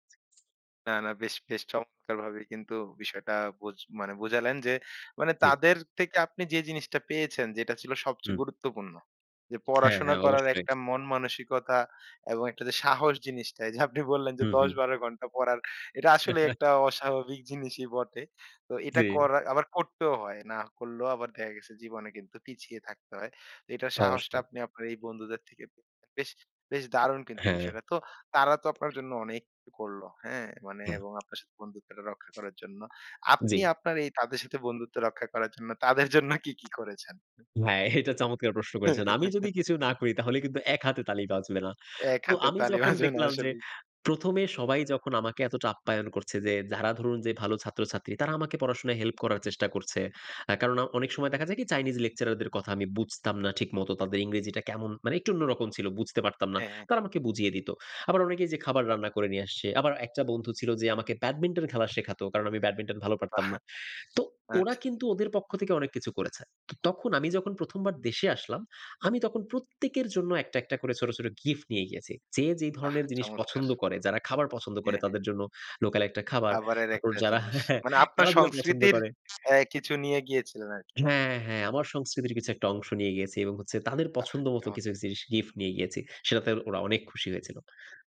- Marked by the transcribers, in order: laughing while speaking: "এইযে আপনি বললেন যে দশ, বারো ঘন্টা পড়ার"; chuckle; laughing while speaking: "জন্য কি, কি করেছেন?"; chuckle; laughing while speaking: "বাজবে না আসলেই"; in English: "lecturer"; laughing while speaking: "হ্যাঁ"; other background noise
- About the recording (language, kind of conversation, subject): Bengali, podcast, ভাষা না জানলেও কীভাবে স্থানীয়দের সঙ্গে বন্ধুত্ব তৈরি হয়েছিল?